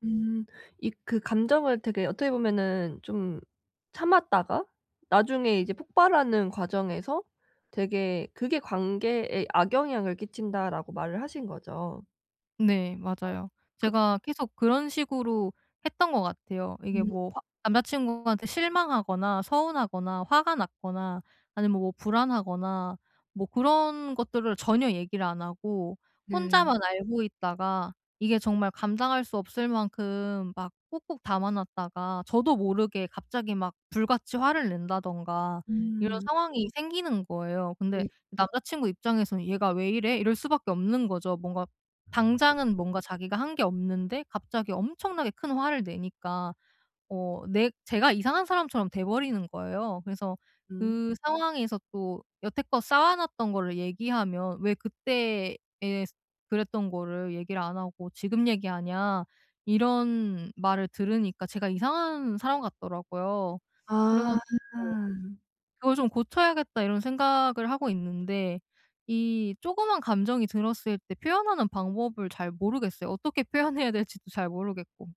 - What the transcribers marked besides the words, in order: other background noise; laughing while speaking: "표현해야 될지도"
- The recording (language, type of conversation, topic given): Korean, advice, 파트너에게 내 감정을 더 잘 표현하려면 어떻게 시작하면 좋을까요?